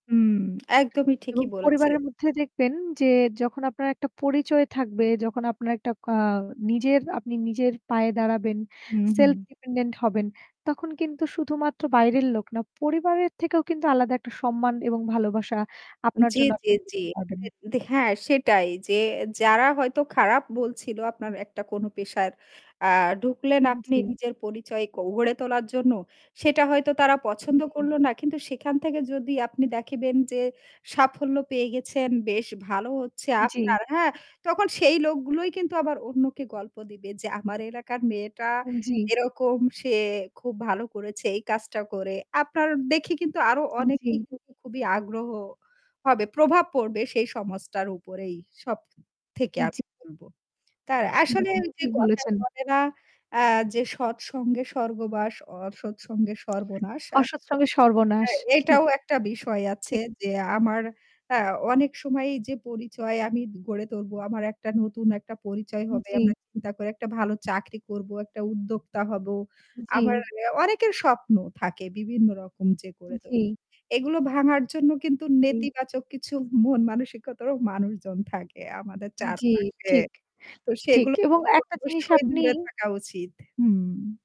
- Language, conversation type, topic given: Bengali, unstructured, নিজেকে ভালোবাসা ও নিজের পরিচয় একে অপরের সঙ্গে কীভাবে জড়িত?
- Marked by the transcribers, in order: static; other background noise; in English: "self dependent"; tapping; "দেখেবেন" said as "দ্যাখিবেন"; unintelligible speech